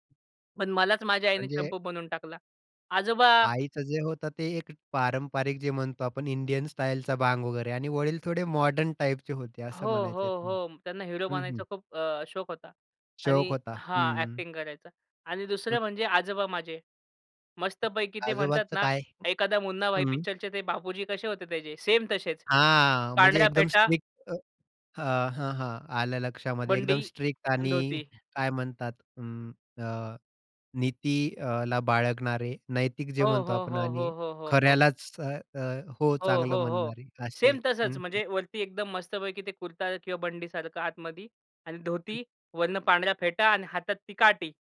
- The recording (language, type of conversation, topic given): Marathi, podcast, कुटुंबाचा तुमच्या पेहरावाच्या पद्धतीवर कितपत प्रभाव पडला आहे?
- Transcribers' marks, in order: tapping; other noise